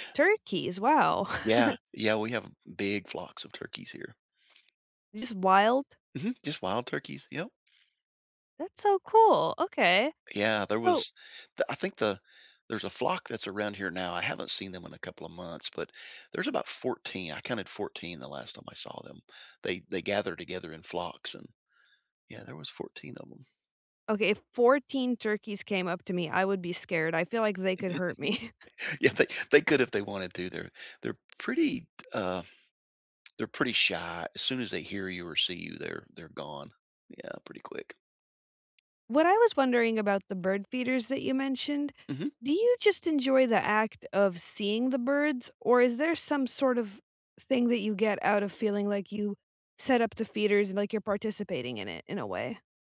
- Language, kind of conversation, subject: English, unstructured, How do you practice self-care in your daily routine?
- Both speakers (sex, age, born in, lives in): female, 30-34, United States, United States; male, 60-64, United States, United States
- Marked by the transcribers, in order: chuckle; other background noise; laugh; laughing while speaking: "Yeah. They they"; laugh